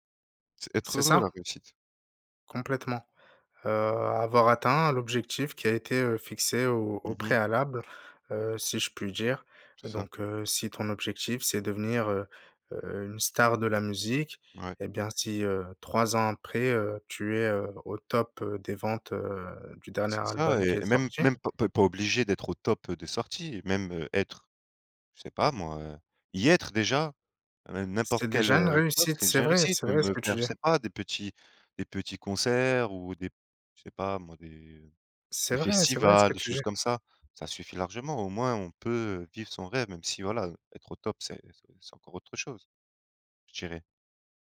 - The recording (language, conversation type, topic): French, unstructured, Qu’est-ce que réussir signifie pour toi ?
- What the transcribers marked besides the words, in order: tapping